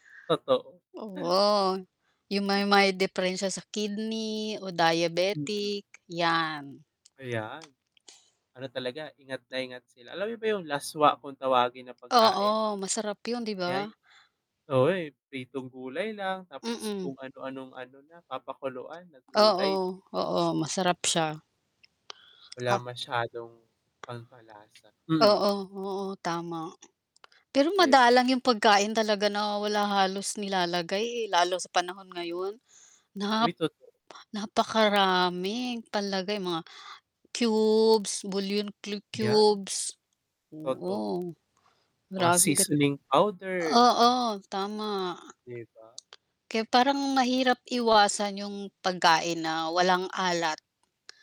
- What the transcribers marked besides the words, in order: mechanical hum; distorted speech; static; tapping
- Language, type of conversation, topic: Filipino, unstructured, Ano ang pakiramdam mo kapag kumakain ka ng mga pagkaing sobrang maalat?